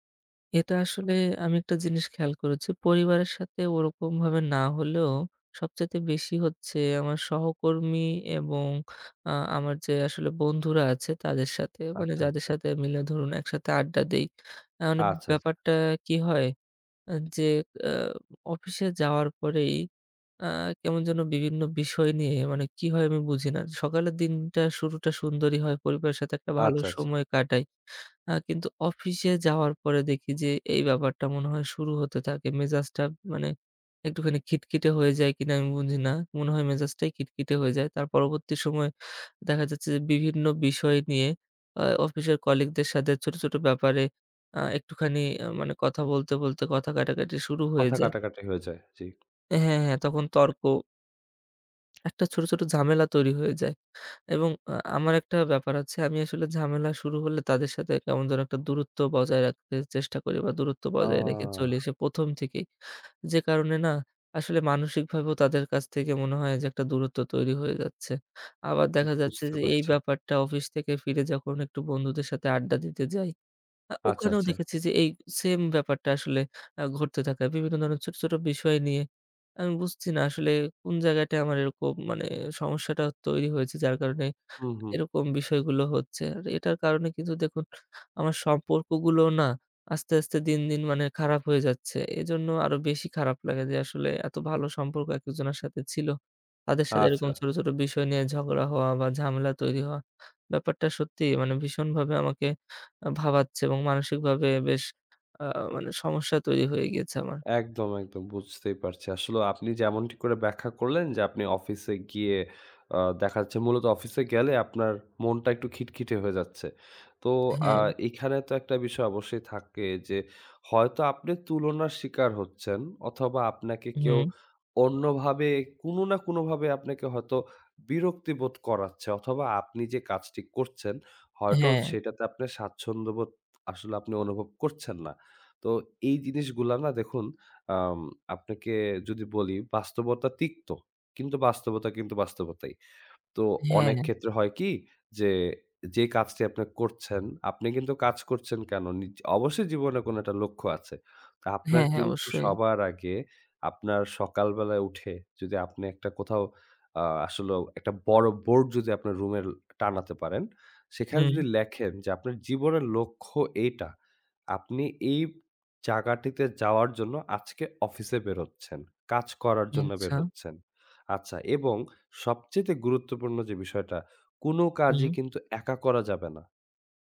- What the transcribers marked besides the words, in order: "আচ্ছা" said as "আচ্"; other background noise; tapping; "বুঝি না" said as "বুনঝিনা"; "কোনো" said as "কুনো"; "কোনো" said as "কুনো"; "হয়তো" said as "হয়টো"; "রুমে" said as "রুমেল"
- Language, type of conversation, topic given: Bengali, advice, প্রতিদিনের ছোটখাটো তর্ক ও মানসিক দূরত্ব